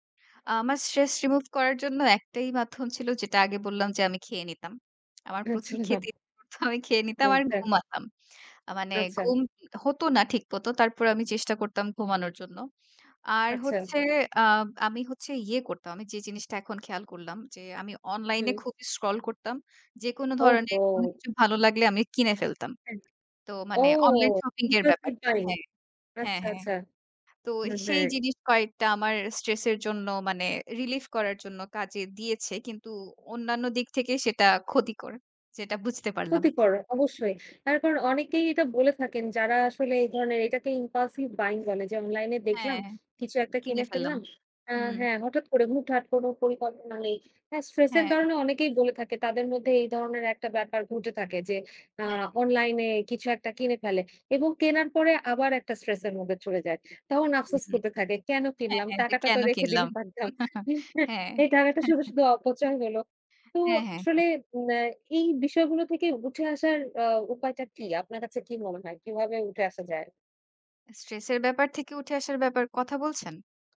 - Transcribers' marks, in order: in English: "stress remove"; laughing while speaking: "আচ্ছা"; laughing while speaking: "আমি খেয়ে নিতাম"; in English: "scroll"; in English: "impulsive buying"; in English: "stress"; in English: "relief"; bird; in English: "impulsive buying"; laughing while speaking: "টাকাটা তো রেখে দিলেই পারতাম"; chuckle; in English: "স্ট্রেস"
- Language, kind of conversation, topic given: Bengali, podcast, স্ট্রেস সামলাতে তোমার সহজ কৌশলগুলো কী?